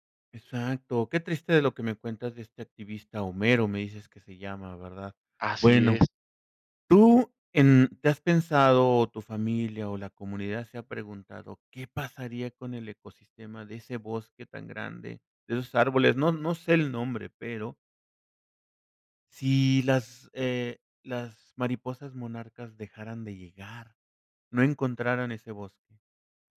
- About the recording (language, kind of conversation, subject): Spanish, podcast, ¿Cuáles tradiciones familiares valoras más y por qué?
- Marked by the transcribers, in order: tapping; other background noise